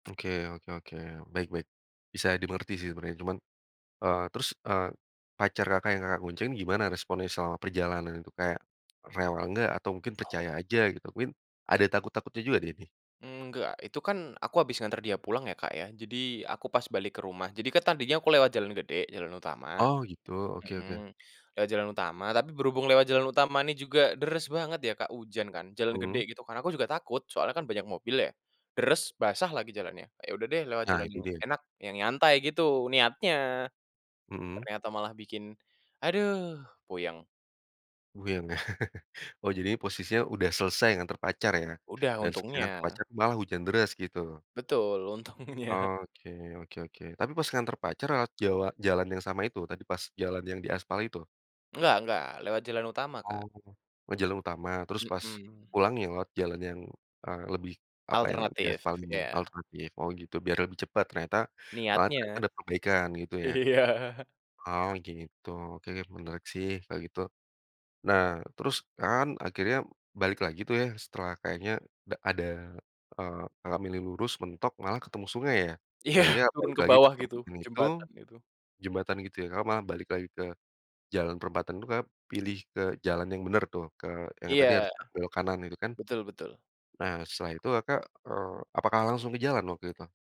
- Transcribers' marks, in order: tapping; chuckle; laughing while speaking: "untungnya"; laughing while speaking: "iya"; laughing while speaking: "Iya"
- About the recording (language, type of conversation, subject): Indonesian, podcast, Pernahkah kamu tersesat pada malam hari, dan bagaimana kamu menjaga keselamatan diri saat itu?